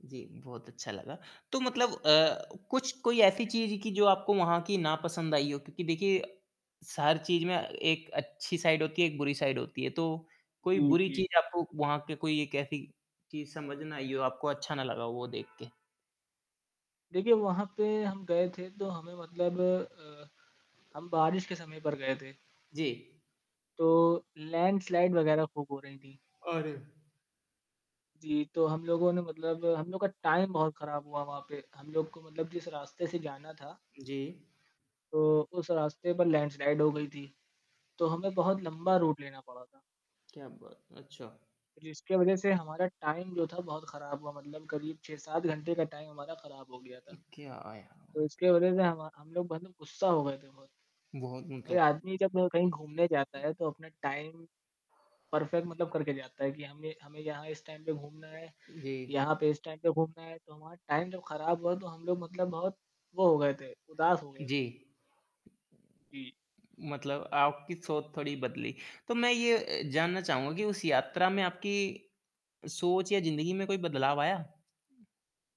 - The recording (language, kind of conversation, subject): Hindi, podcast, आपकी सबसे यादगार यात्रा कौन सी रही?
- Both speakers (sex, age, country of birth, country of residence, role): male, 18-19, India, India, guest; male, 30-34, India, India, host
- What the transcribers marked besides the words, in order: static; other background noise; other street noise; in English: "लैंडस्लाइड"; in English: "टाइम"; in English: "लैंडस्लाइड"; distorted speech; in English: "रूट"; in English: "टाइम"; in English: "टाइम"; tapping; in English: "टाइम परफ़ेक्ट"; in English: "टाइम"; in English: "टाइम"; in English: "टाइम"